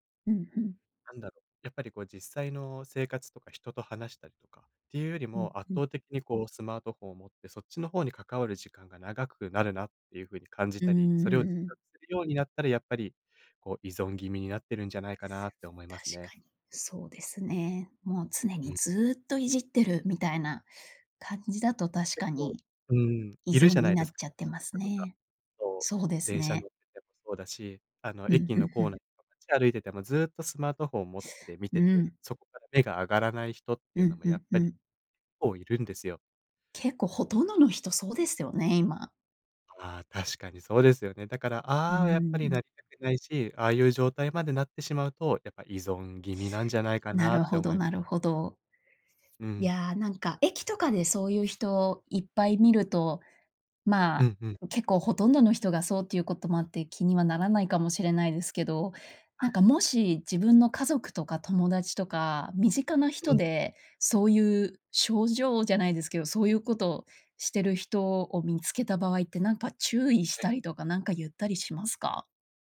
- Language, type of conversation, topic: Japanese, podcast, スマホ依存を感じたらどうしますか？
- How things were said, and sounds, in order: unintelligible speech